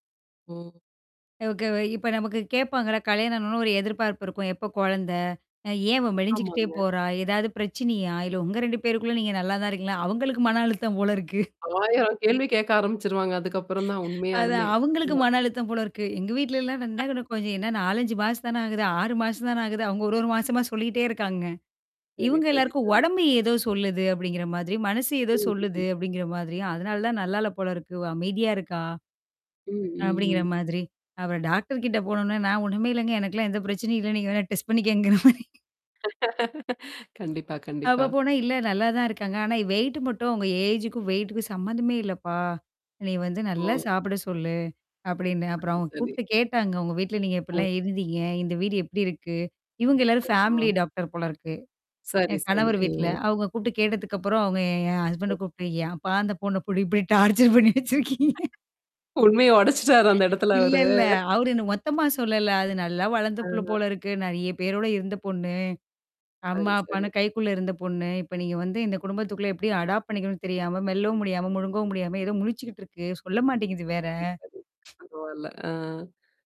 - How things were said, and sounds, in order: static; distorted speech; chuckle; laugh; laugh; other noise; other background noise; laughing while speaking: "பண்ணிக்கங்கங்கற மாரி"; laugh; mechanical hum; in English: "வெயிட்"; in English: "ஏஜ்க்கும், வெயிட்டுக்கும்"; in English: "ஃபேமிலி டாக்டர்"; in English: "ஹஸ்பண்ட்"; laughing while speaking: "இப்படி டார்ச்சர் பண்ணி வச்சிருக்கீங்க"; in English: "டார்ச்சர்"; laughing while speaking: "உண்மைய உடைச்சுட்டாரு அந்த இடத்துல அவரு"; laugh; in English: "அடாப்ட்"; tapping
- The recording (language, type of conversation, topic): Tamil, podcast, தியானம் மன அழுத்தத்தைக் குறைக்க உதவுமா?